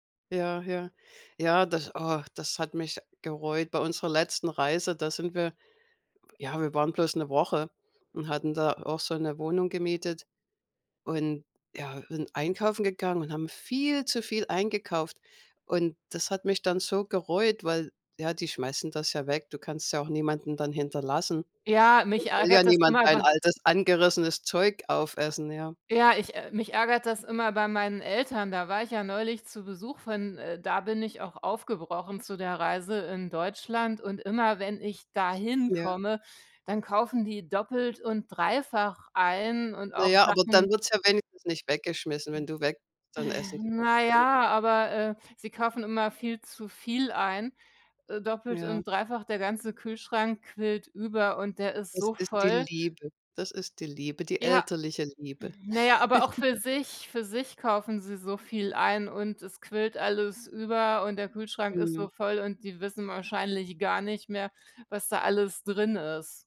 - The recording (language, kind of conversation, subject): German, unstructured, Wie stehst du zur Lebensmittelverschwendung?
- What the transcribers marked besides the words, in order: other noise; other background noise; chuckle